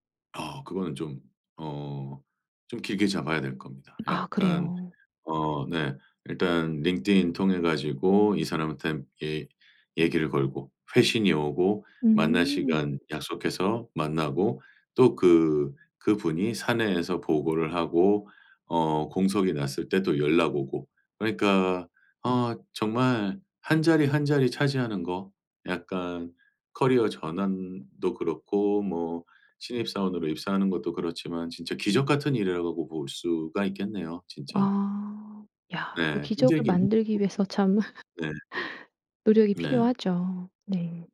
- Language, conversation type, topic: Korean, podcast, 학위 없이 배움만으로 커리어를 바꿀 수 있을까요?
- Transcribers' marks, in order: put-on voice: "링크드인"; tapping; unintelligible speech; laugh